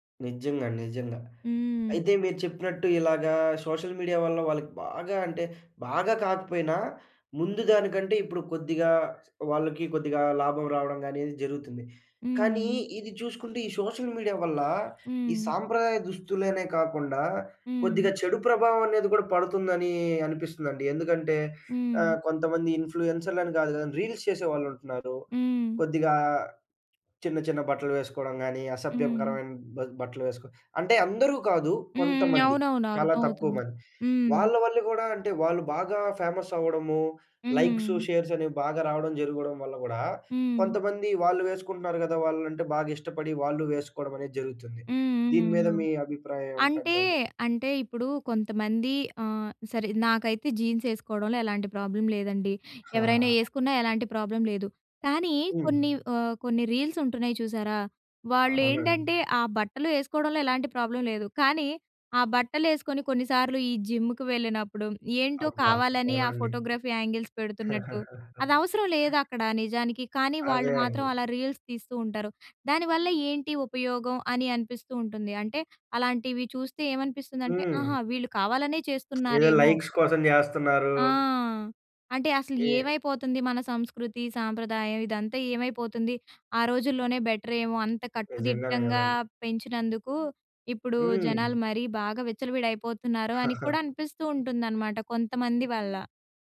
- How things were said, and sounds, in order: in English: "సోషల్ మీడియా"; in English: "సోషల్ మీడియా"; in English: "రీల్స్"; in English: "ఫేమస్"; in English: "షేర్స్"; in English: "జీన్స్"; in English: "ప్రాబ్లం"; in English: "ప్రాబ్లమ్"; in English: "రీల్స్"; in English: "ప్రాబ్లం"; in English: "జిమ్‌కి"; in English: "ఫోటోగ్రఫీ యాంగిల్స్"; chuckle; in English: "రీల్స్"; lip smack; in English: "లై‌క్స్"; in English: "బెటర్"; giggle
- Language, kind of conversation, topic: Telugu, podcast, సోషల్ మీడియా సంప్రదాయ దుస్తులపై ఎలా ప్రభావం చూపుతోంది?